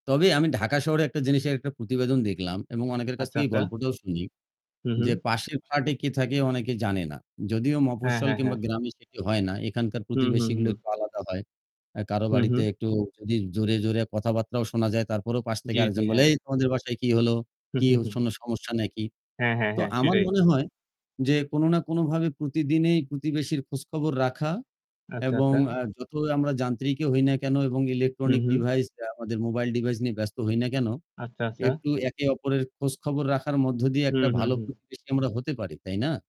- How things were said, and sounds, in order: other background noise; static; distorted speech; tapping
- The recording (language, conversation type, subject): Bengali, unstructured, আপনার মতে ভালো প্রতিবেশী কেমন হওয়া উচিত?